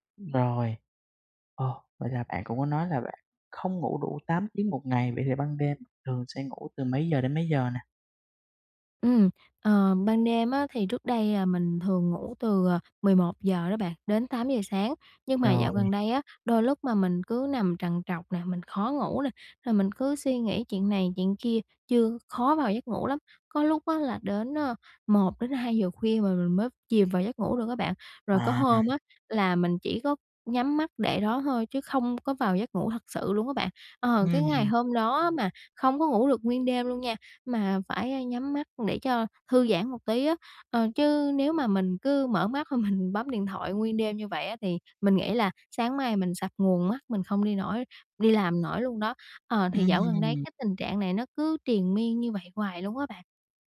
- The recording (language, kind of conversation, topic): Vietnamese, advice, Làm sao để nạp lại năng lượng hiệu quả khi mệt mỏi và bận rộn?
- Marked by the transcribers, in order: tapping; laughing while speaking: "mình"; other background noise